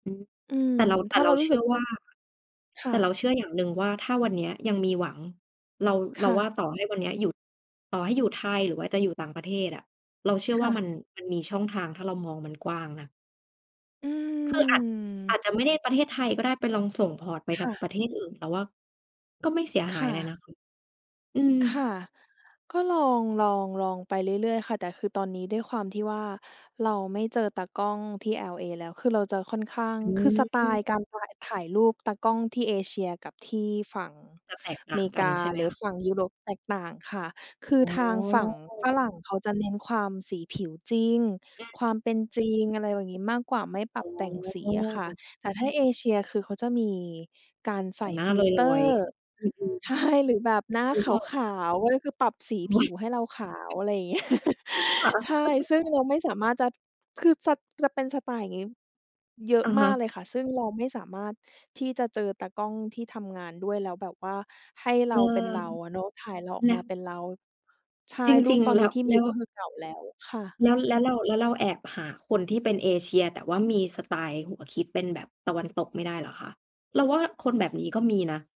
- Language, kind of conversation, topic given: Thai, podcast, คุณคิดอย่างไรกับการเลือกระหว่างอยู่ใกล้ครอบครัวกับการตามความฝันของตัวเอง?
- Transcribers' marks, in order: other background noise; drawn out: "อืม"; in English: "พอร์ต"; tapping; unintelligible speech; laughing while speaking: "ใช่"; laugh